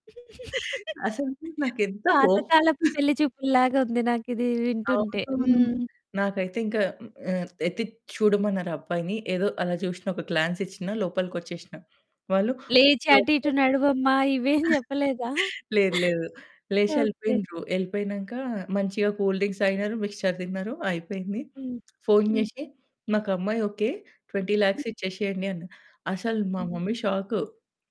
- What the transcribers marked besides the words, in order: laugh; other background noise; laughing while speaking: "అసలు నాకెంత కోపం"; in English: "గ్లాన్స్"; unintelligible speech; chuckle; laughing while speaking: "ఇవేం చెప్పలేదా?"; in English: "కూల్ డ్రింక్స్"; in English: "ట్వెంటీ లాక్స్"; in English: "మమ్మీ షాక్"
- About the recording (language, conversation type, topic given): Telugu, podcast, జీవిత భాగస్వామి ఎంపికలో కుటుంబం ఎంతవరకు భాగస్వామ్యం కావాలని మీరు భావిస్తారు?